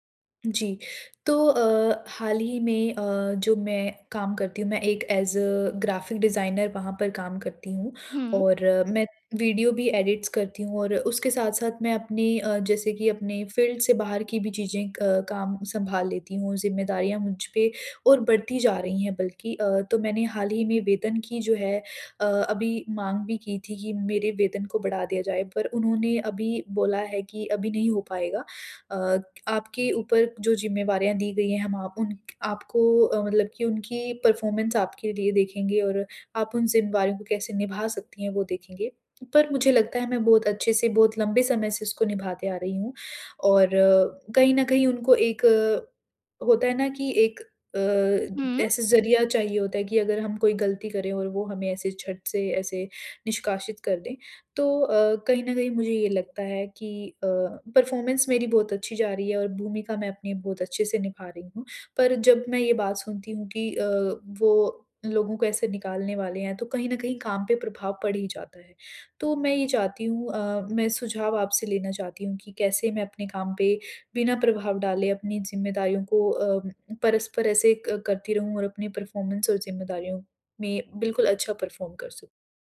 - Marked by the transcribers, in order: in English: "एज़ अ"; in English: "एडिट्स"; in English: "फ़ील्ड"; in English: "परफ़ॉर्मेंस"; in English: "परफ़ॉर्मेंस"; in English: "परफ़ॉर्मेंस"; in English: "परफ़ॉर्म"
- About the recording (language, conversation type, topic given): Hindi, advice, कंपनी में पुनर्गठन के चलते क्या आपको अपनी नौकरी को लेकर अनिश्चितता महसूस हो रही है?
- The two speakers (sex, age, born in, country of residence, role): female, 25-29, India, India, advisor; female, 40-44, India, India, user